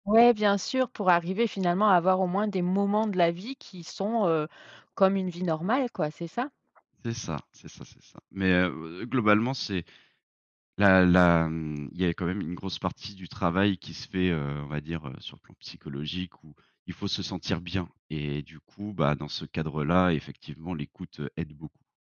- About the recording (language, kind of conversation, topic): French, podcast, Quel est le moment où l’écoute a tout changé pour toi ?
- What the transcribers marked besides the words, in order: stressed: "moments"; stressed: "bien"